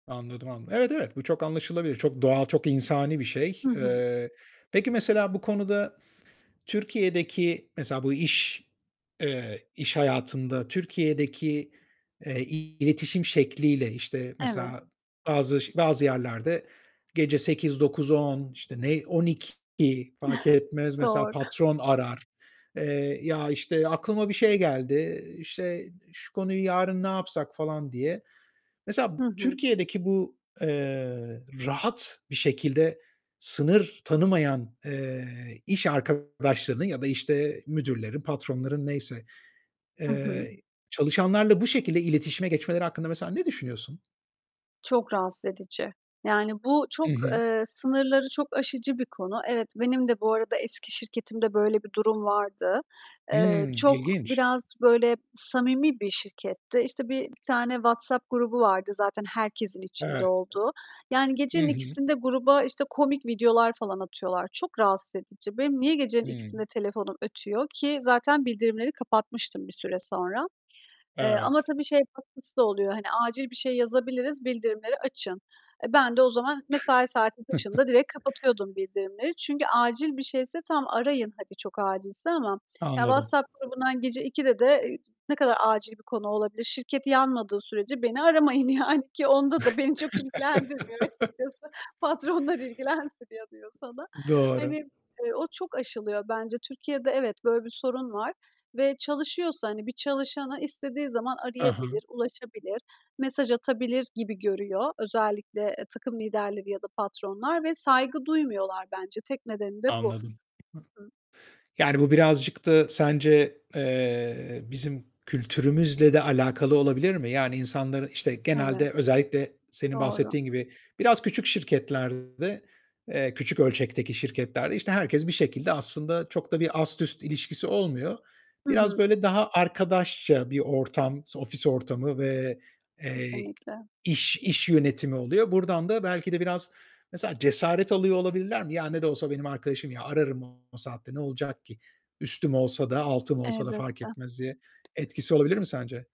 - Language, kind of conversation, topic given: Turkish, podcast, İlişkilerde sence telefon kullanımına nasıl sınırlar konulmalı?
- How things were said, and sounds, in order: other background noise; distorted speech; giggle; tapping; chuckle; laughing while speaking: "yani"; chuckle; laughing while speaking: "Patronlar ilgilensin"